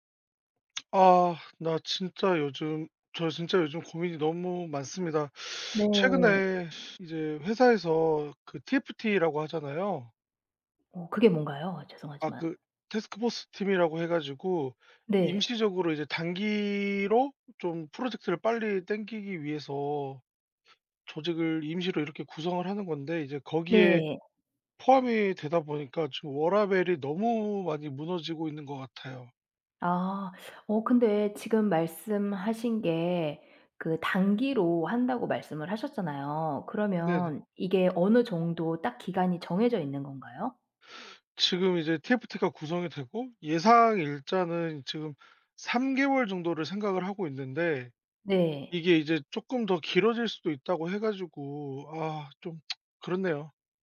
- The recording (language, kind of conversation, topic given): Korean, advice, 회사와 가정 사이에서 균형을 맞추기 어렵다고 느끼는 이유는 무엇인가요?
- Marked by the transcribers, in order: lip smack; teeth sucking; in English: "TFT라고"; in English: "태스크 포스"; other background noise; in English: "TFT가"; tsk